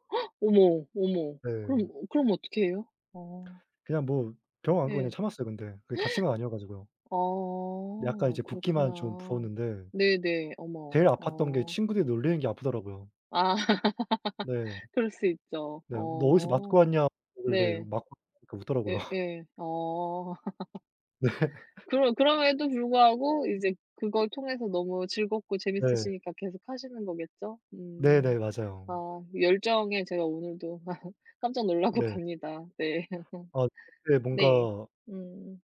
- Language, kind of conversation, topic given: Korean, unstructured, 배우는 과정에서 가장 뿌듯했던 순간은 언제였나요?
- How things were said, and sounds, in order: gasp; other background noise; gasp; laugh; unintelligible speech; laughing while speaking: "웃더라고요"; laugh; laughing while speaking: "네"; tapping; laugh; laughing while speaking: "놀라고"; laugh